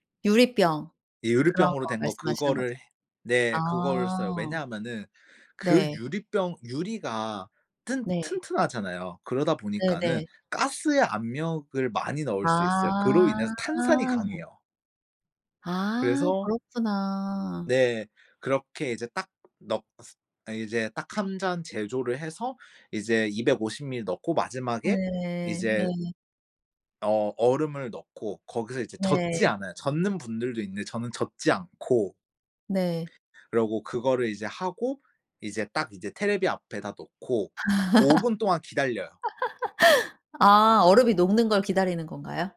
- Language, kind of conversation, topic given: Korean, podcast, 솔직히 화가 났을 때는 어떻게 해요?
- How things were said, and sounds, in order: laugh